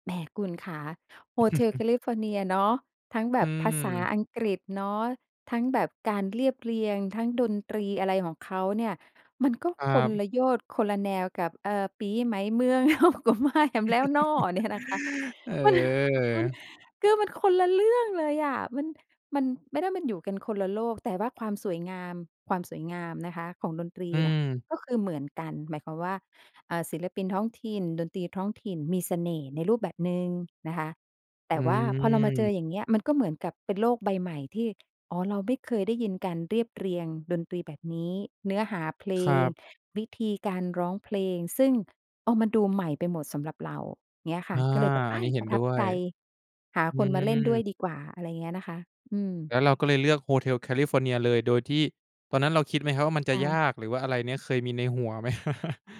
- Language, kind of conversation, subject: Thai, podcast, การเติบโตในเมืองใหญ่กับชนบทส่งผลต่อรสนิยมและประสบการณ์การฟังเพลงต่างกันอย่างไร?
- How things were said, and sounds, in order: chuckle; singing: "ปี๋ใหม่เมือง เฮาก็มากันแล้วน้อ"; laughing while speaking: "เฮาก็มากันแล้วน้อ เนี่ยนะคะ มัน มัน"; chuckle; drawn out: "เออ"; put-on voice: "ก็มันคนละเรื่องเลยอะ"; drawn out: "อืม"; chuckle